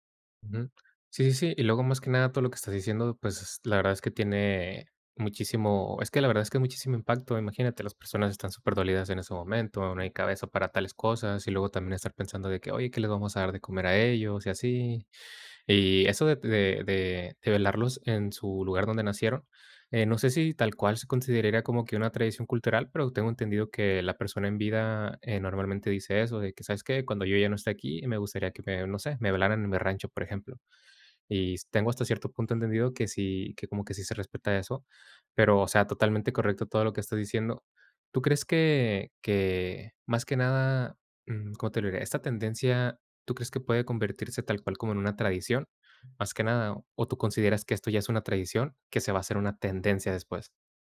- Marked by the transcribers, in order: none
- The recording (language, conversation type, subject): Spanish, podcast, ¿Cómo combinas la tradición cultural con las tendencias actuales?